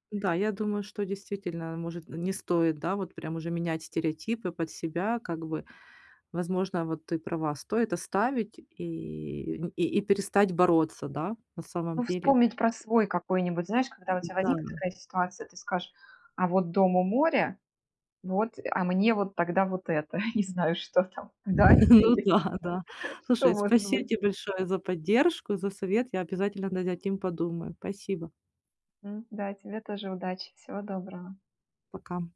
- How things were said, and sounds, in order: laughing while speaking: "вот это, не знаю, что там, дача, или что может быть"
- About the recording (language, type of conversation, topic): Russian, advice, Как справляться с давлением со стороны общества и стереотипов?